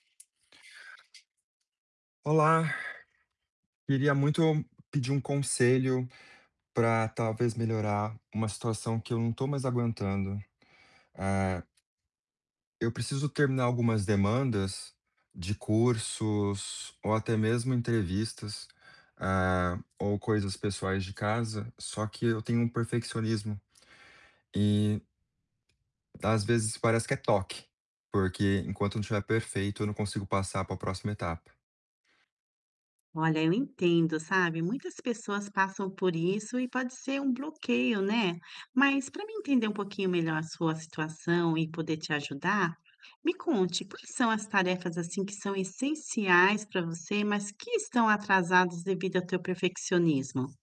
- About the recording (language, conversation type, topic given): Portuguese, advice, Como o perfeccionismo está atrasando a conclusão de tarefas essenciais?
- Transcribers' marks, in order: tapping; other background noise; static